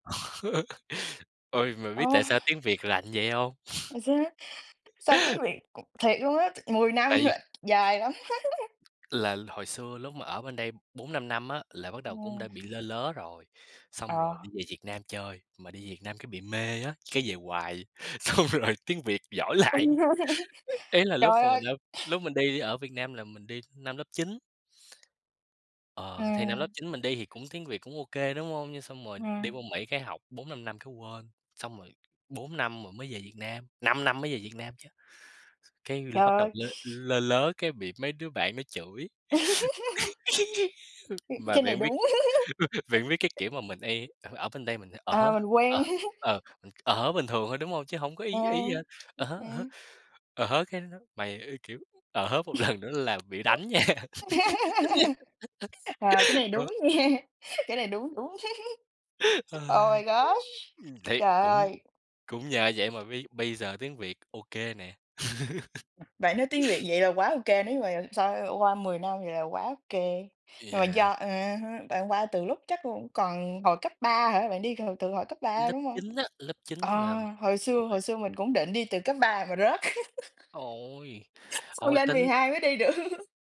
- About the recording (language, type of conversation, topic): Vietnamese, unstructured, Bạn thích loại hình du lịch nào nhất và vì sao?
- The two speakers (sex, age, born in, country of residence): female, 20-24, Vietnam, United States; male, 20-24, Vietnam, United States
- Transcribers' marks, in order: chuckle; other background noise; chuckle; tapping; unintelligible speech; laugh; laughing while speaking: "xong rồi"; other noise; laughing while speaking: "Ừm, rõ ràng"; chuckle; chuckle; laugh; chuckle; chuckle; laugh; laughing while speaking: "một lần"; laughing while speaking: "nha"; laughing while speaking: "nha"; giggle; laugh; in English: "Oh my gosh!"; laugh; laugh; laughing while speaking: "được"; chuckle